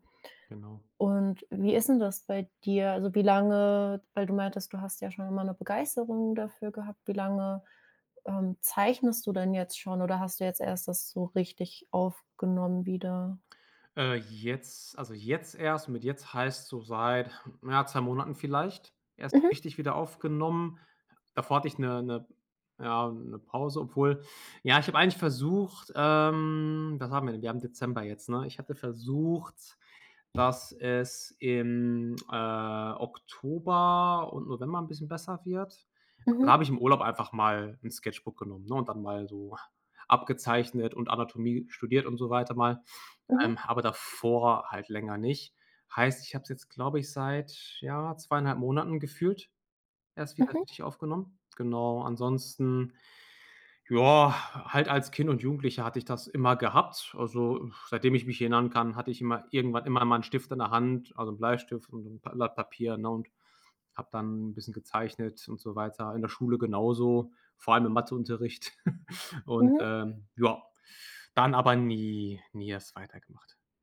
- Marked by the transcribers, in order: tapping; other background noise; exhale; chuckle
- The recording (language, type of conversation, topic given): German, advice, Wie verhindert Perfektionismus, dass du deine kreative Arbeit abschließt?